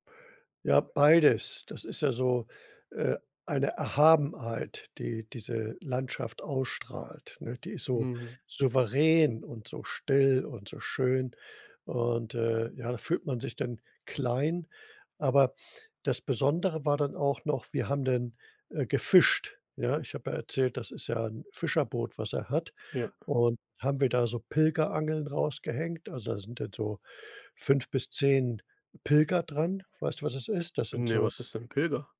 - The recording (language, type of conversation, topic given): German, podcast, Was war die eindrücklichste Landschaft, die du je gesehen hast?
- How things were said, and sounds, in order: other background noise